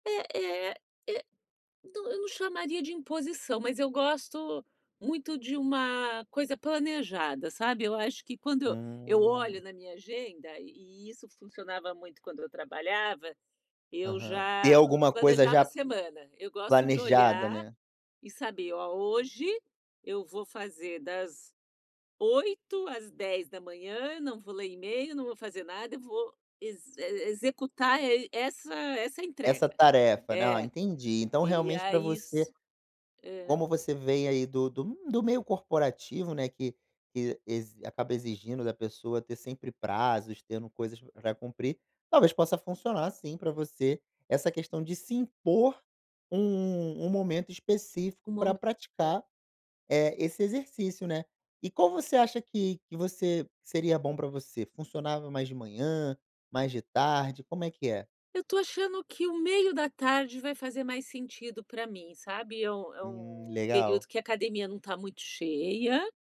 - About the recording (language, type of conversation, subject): Portuguese, advice, Como retomar os exercícios físicos após um período parado?
- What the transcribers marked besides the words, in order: tapping